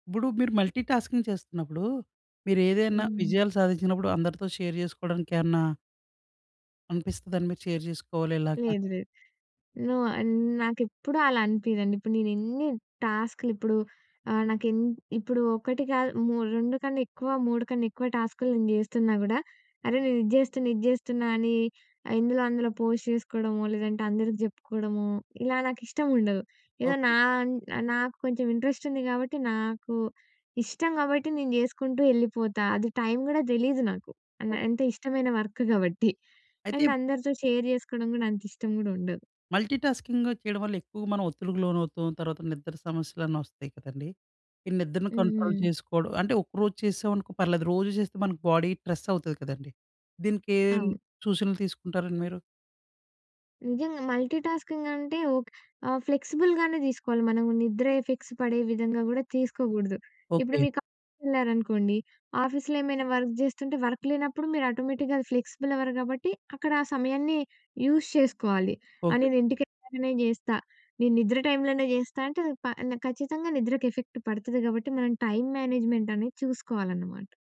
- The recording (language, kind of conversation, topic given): Telugu, podcast, మల్టీటాస్కింగ్ చేయడం మానేసి మీరు ఏకాగ్రతగా పని చేయడం ఎలా అలవాటు చేసుకున్నారు?
- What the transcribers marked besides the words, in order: in English: "మల్టీటాస్కింగ్"; in English: "షేర్"; in English: "షేర్"; in English: "నో"; in English: "పోస్ట్"; in English: "వర్క్"; giggle; in English: "అండ్"; in English: "షేర్"; in English: "కంట్రోల్"; in English: "బాడీ స్ట్రెస్"; in English: "మల్టీటాస్కింగ్"; in English: "ఫ్లెక్సిబుల్‌గానే"; in English: "ఎఫెక్ట్స్"; in English: "ఆఫీస్"; in English: "ఆఫీస్‌లో"; in English: "వర్క్"; in English: "వర్క్"; in English: "ఆటోమేటిక్‌గా ఫ్లెక్సిబుల్ అవర్"; in English: "యూజ్"; in English: "ఎఫెక్ట్"; in English: "టైమ్ మేనేజ్‍మెంట్"